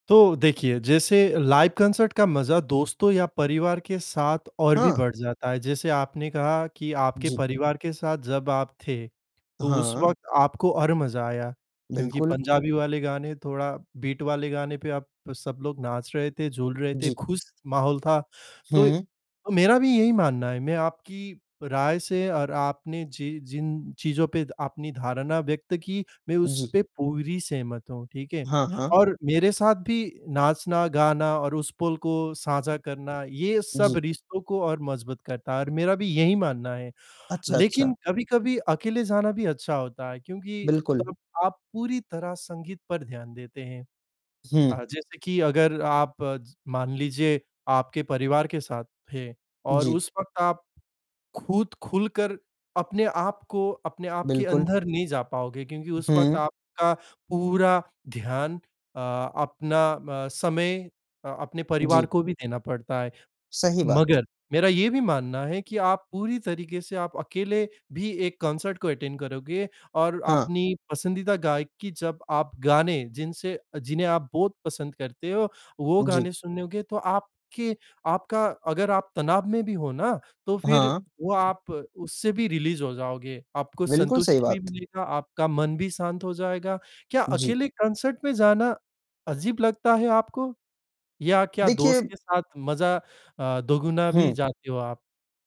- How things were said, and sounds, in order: in English: "लाइव कॉन्सर्ट"; distorted speech; tapping; in English: "बीट"; in English: "कॉन्सर्ट"; in English: "अटेंड"; in English: "रिलीज़"; in English: "कॉन्सर्ट"
- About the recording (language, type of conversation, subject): Hindi, unstructured, क्या आपको जीवंत संगीत कार्यक्रम में जाना पसंद है, और क्यों?
- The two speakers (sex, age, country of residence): male, 25-29, Finland; male, 55-59, India